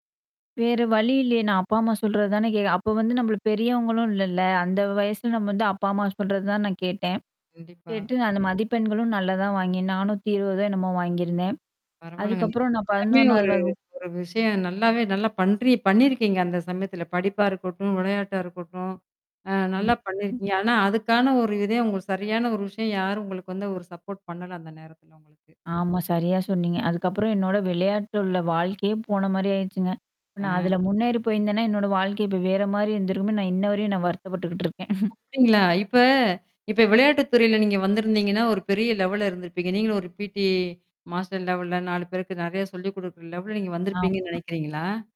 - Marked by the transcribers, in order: "கேட்கணும்" said as "கேட்"; distorted speech; "பண்ணியிருக்கீங்க" said as "பண்ணிருக்கிங்க"; mechanical hum; "நேரத்துல" said as "நேரத்ல"; "மாதிரி" said as "மாரி"; static; "மாதிரி" said as "மாரி"; "இருந்திருக்குமே" said as "இருந்துரும்"; laugh; "அப்படிங்களா" said as "அப்டிங்களா"
- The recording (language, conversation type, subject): Tamil, podcast, பள்ளிக்கால அனுபவங்கள் உங்களுக்கு என்ன கற்றுத்தந்தன?